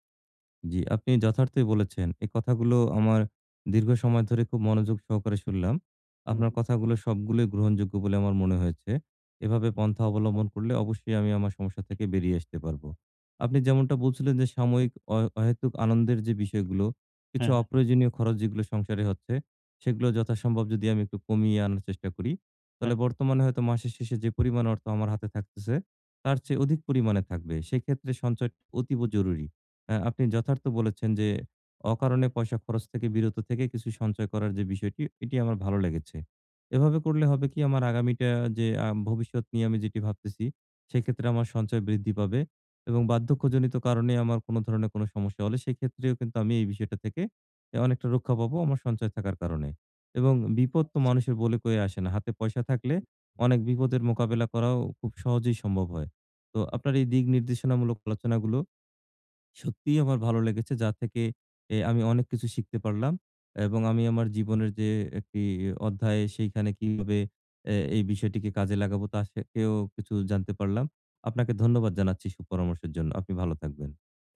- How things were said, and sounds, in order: unintelligible speech
- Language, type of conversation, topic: Bengali, advice, স্বল্পমেয়াদী আনন্দ বনাম দীর্ঘমেয়াদি সঞ্চয়